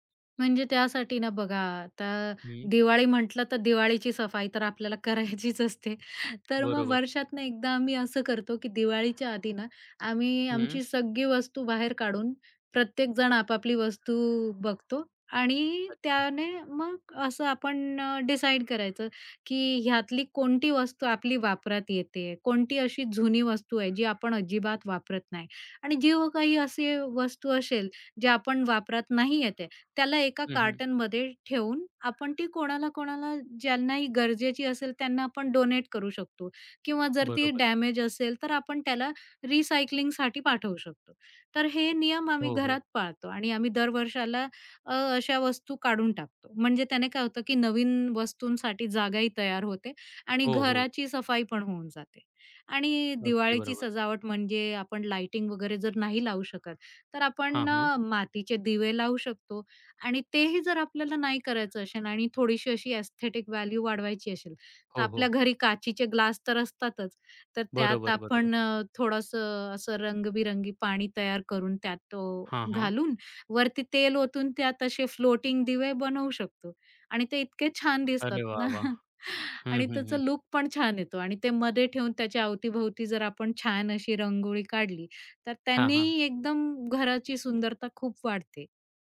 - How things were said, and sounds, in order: other background noise; laughing while speaking: "करायचीच असते"; in English: "रिसायकलिंगसाठी"; tapping; in English: "एस्थेटिक व्हॅल्यू"; chuckle
- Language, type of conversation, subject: Marathi, podcast, घर सजावटीत साधेपणा आणि व्यक्तिमत्त्व यांचे संतुलन कसे साधावे?